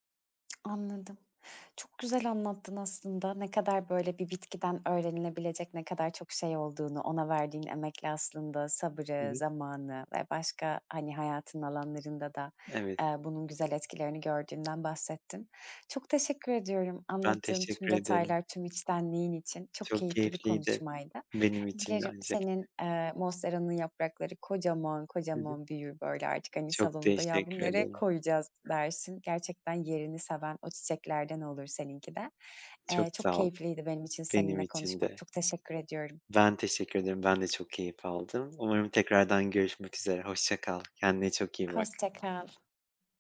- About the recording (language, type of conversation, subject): Turkish, podcast, Doğadan öğrendiğin en önemli hayat dersi nedir?
- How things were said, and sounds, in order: tapping; other background noise